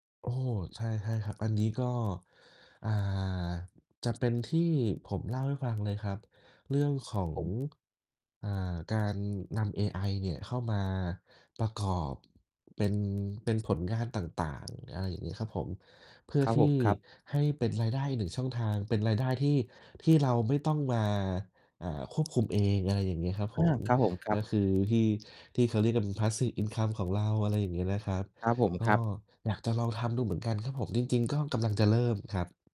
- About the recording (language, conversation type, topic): Thai, unstructured, งานอดิเรกอะไรที่ทำแล้วรู้สึกสนุกที่สุด?
- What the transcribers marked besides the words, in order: distorted speech; tapping; in English: "passive income"